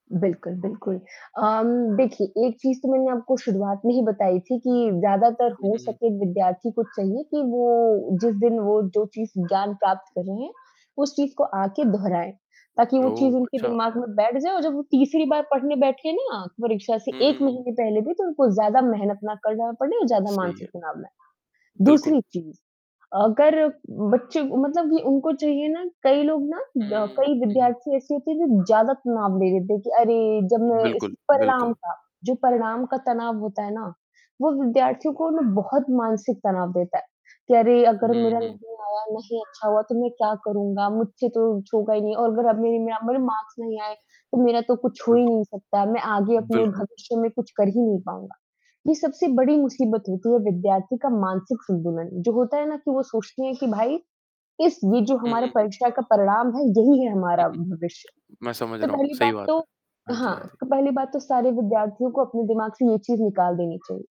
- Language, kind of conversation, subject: Hindi, podcast, आप परीक्षा के तनाव को कैसे संभालते हैं?
- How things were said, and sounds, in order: static; bird; other background noise; distorted speech; in English: "मार्क्स"; tongue click